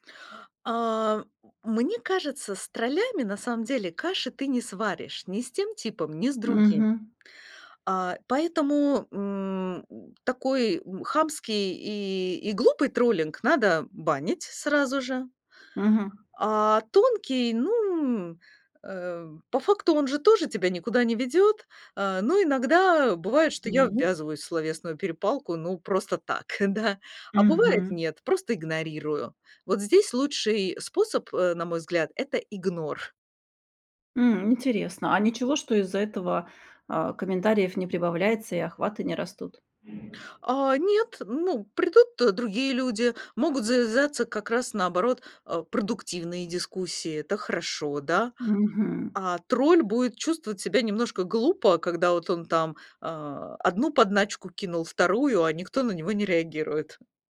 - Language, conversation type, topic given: Russian, podcast, Как вы реагируете на критику в социальных сетях?
- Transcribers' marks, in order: chuckle; other background noise